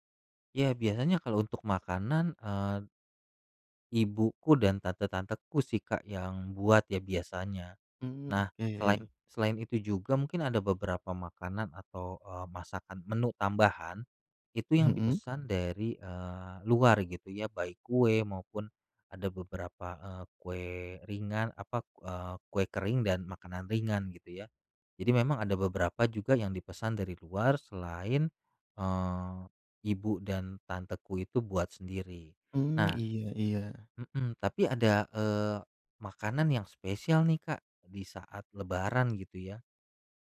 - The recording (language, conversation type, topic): Indonesian, podcast, Kegiatan apa yang menyatukan semua generasi di keluargamu?
- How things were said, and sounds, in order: none